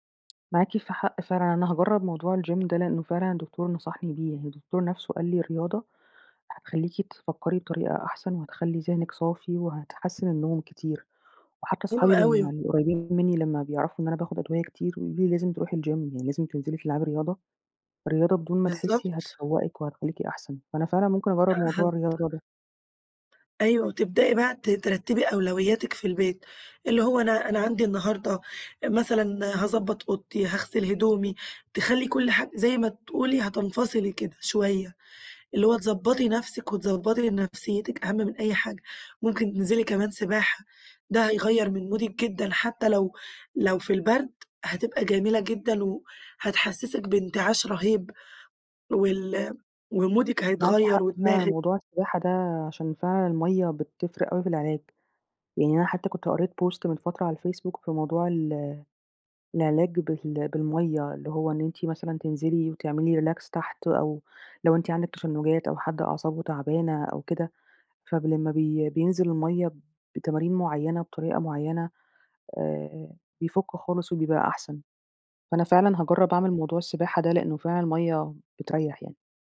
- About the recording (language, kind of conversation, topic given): Arabic, advice, إزاي اعتمادك الزيادة على أدوية النوم مأثر عليك؟
- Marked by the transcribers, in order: tapping; in English: "الgym"; in English: "الgym"; in English: "مودِك"; in English: "ومودِك"; in English: "post"; in English: "relax"